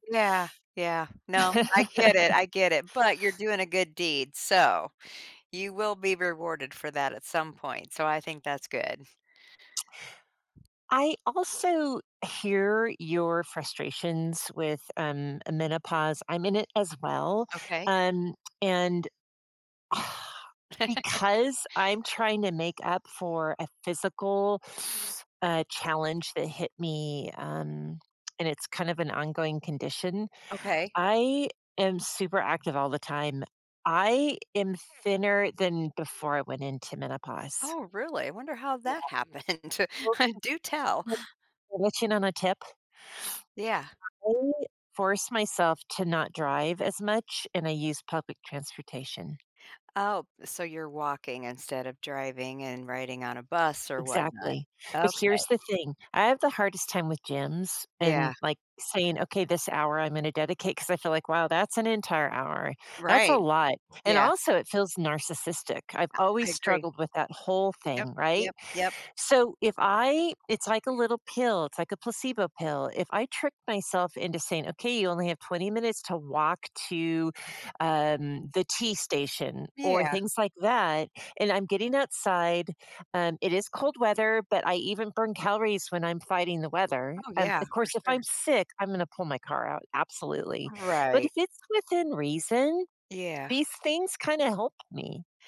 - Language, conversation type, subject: English, unstructured, What's the best way to keep small promises to oneself?
- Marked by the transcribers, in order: laugh; sigh; laugh; sniff; tapping; other background noise; unintelligible speech; laughing while speaking: "happened"; unintelligible speech